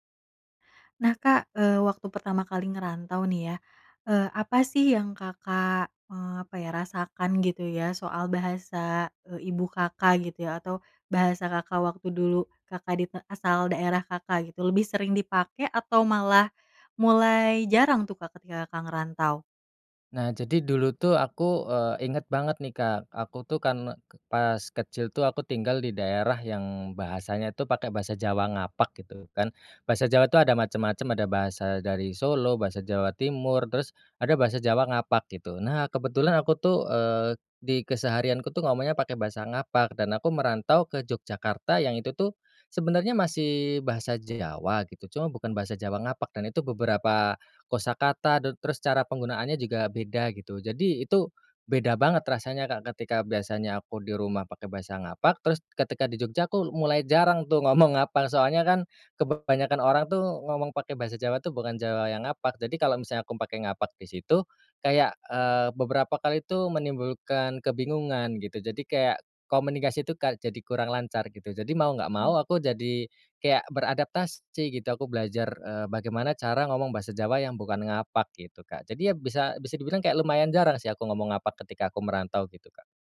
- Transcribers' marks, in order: laughing while speaking: "ngomong"
- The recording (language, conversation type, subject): Indonesian, podcast, Bagaimana bahasa ibu memengaruhi rasa identitasmu saat kamu tinggal jauh dari kampung halaman?